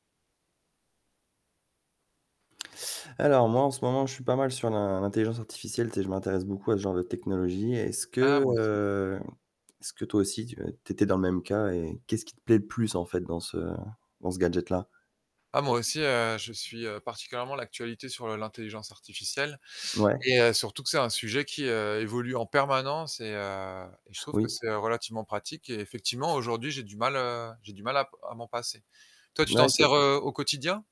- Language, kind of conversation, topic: French, unstructured, Quel gadget technologique te semble indispensable aujourd’hui ?
- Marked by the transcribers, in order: static; distorted speech; drawn out: "heu"; other background noise; stressed: "permanence"